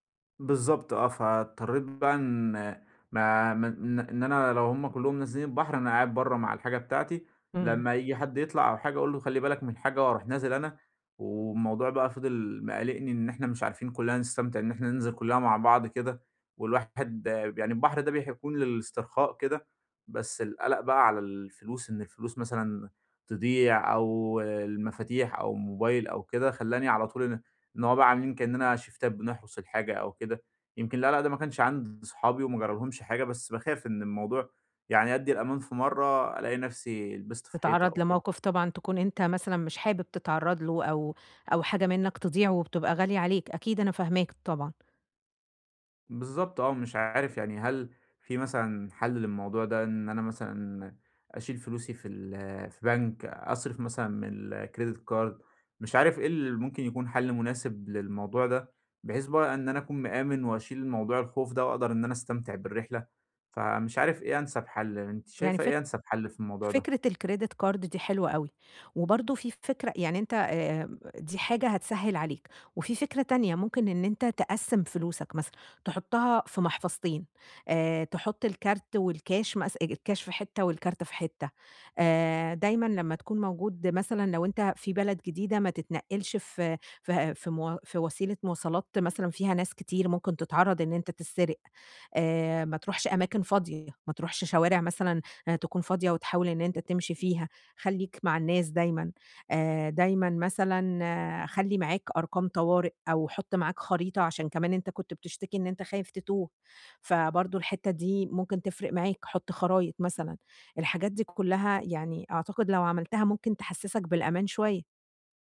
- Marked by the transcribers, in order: tapping; in English: "شيفتات"; other background noise
- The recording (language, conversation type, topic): Arabic, advice, إزاي أتنقل بأمان وثقة في أماكن مش مألوفة؟